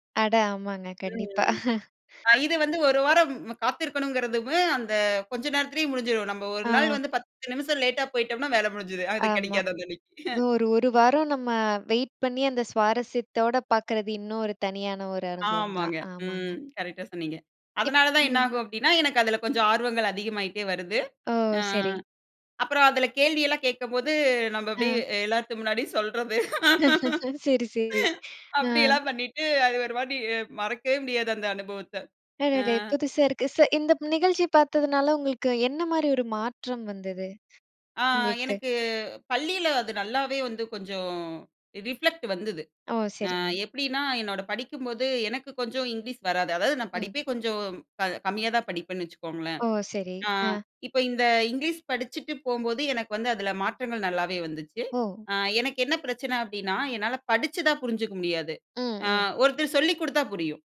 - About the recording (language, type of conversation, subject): Tamil, podcast, உங்கள் நெஞ்சத்தில் நிற்கும் ஒரு பழைய தொலைக்காட்சி நிகழ்ச்சியை விவரிக்க முடியுமா?
- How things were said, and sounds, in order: chuckle; laugh; in English: "ரிஃப்ளெக்ட்"